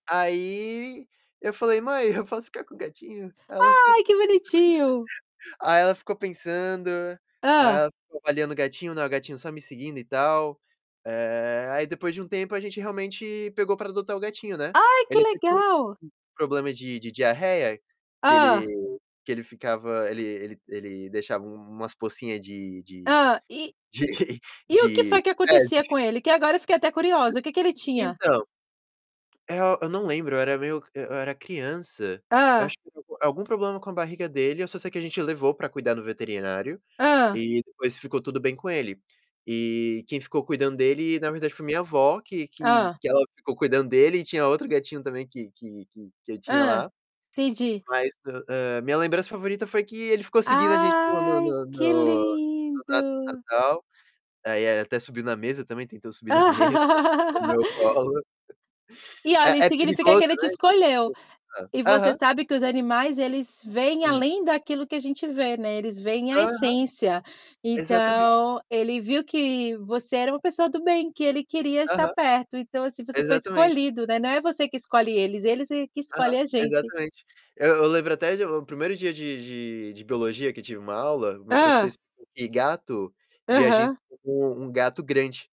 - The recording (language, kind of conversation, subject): Portuguese, unstructured, Qual é a lembrança mais feliz que você tem com um animal?
- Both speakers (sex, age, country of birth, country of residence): female, 35-39, Brazil, Portugal; male, 20-24, Brazil, United States
- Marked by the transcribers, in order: laugh; distorted speech; other background noise; chuckle; tapping; drawn out: "Ai"; laugh; laughing while speaking: "subir na mesa"